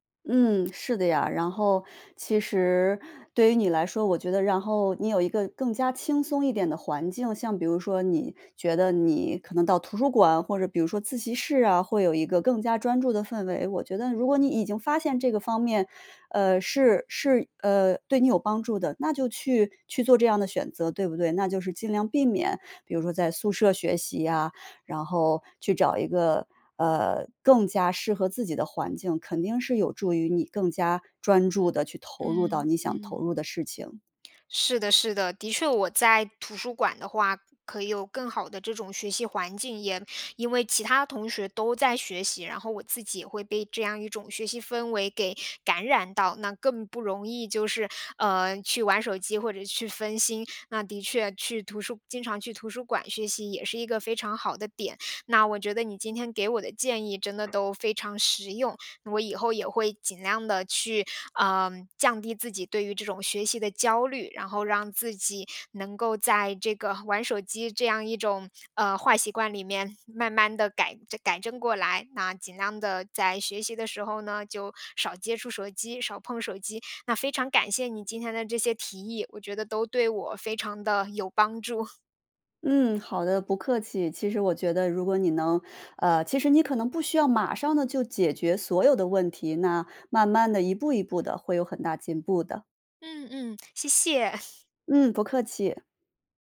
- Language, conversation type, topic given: Chinese, advice, 我为什么总是容易分心，导致任务无法完成？
- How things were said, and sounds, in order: other background noise; chuckle